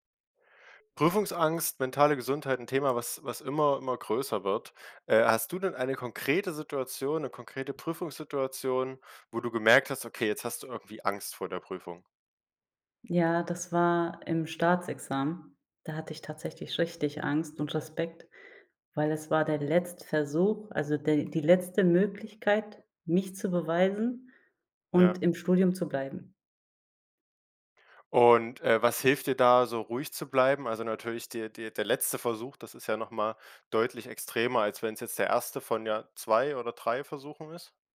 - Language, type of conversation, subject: German, podcast, Wie gehst du persönlich mit Prüfungsangst um?
- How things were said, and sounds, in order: none